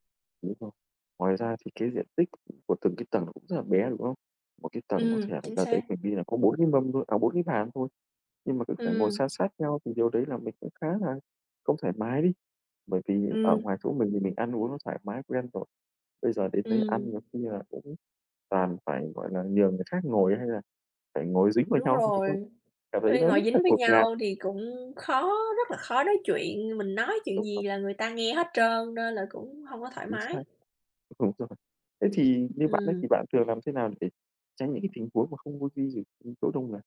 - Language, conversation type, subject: Vietnamese, unstructured, Bạn đã từng gặp rắc rối khi đi du lịch chưa, và bạn nghĩ thế nào về việc du lịch quá đông người?
- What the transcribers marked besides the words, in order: tapping; unintelligible speech; unintelligible speech